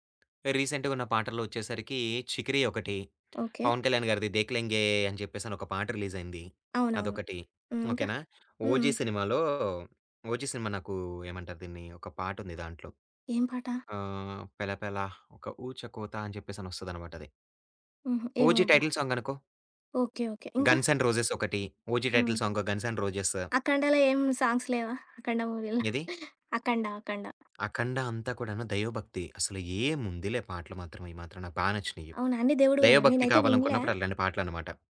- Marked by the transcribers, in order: other background noise; in English: "రీసెంటుగున్న"; in English: "రిలీజ్"; in English: "టైటిల్ సాంగ్"; in English: "గన్స్ అండ్ రోజెస్"; in English: "టైటిల్"; in English: "గన్స్ అండ్ రోజెస్"; in English: "సాంగ్స్"; giggle
- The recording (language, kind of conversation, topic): Telugu, podcast, పార్టీకి ప్లేలిస్ట్ సిద్ధం చేయాలంటే మొదట మీరు ఎలాంటి పాటలను ఎంచుకుంటారు?